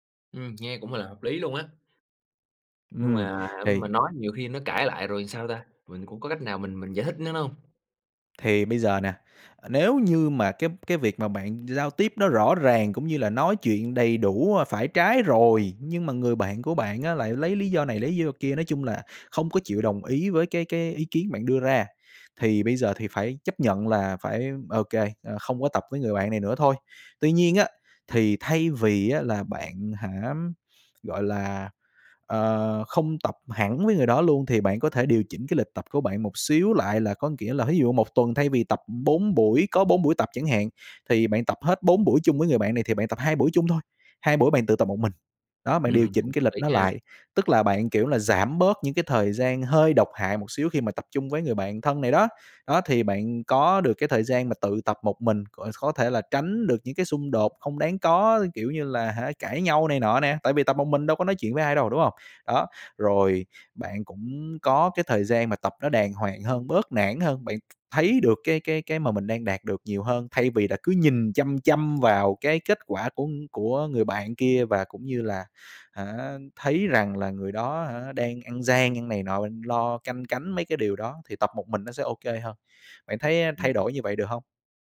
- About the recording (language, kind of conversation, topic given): Vietnamese, advice, Làm thế nào để xử lý mâu thuẫn với bạn tập khi điều đó khiến bạn mất hứng thú luyện tập?
- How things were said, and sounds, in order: tapping; other background noise